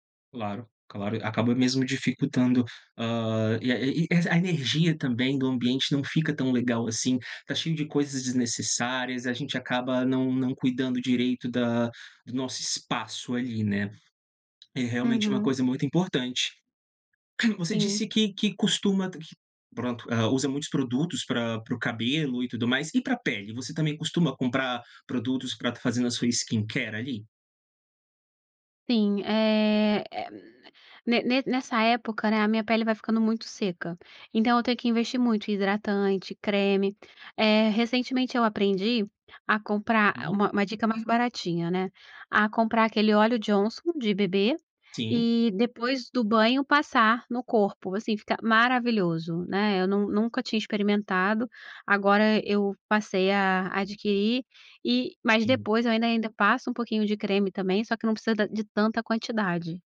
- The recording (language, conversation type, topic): Portuguese, podcast, Como você evita acumular coisas desnecessárias em casa?
- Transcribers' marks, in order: in English: "skincare"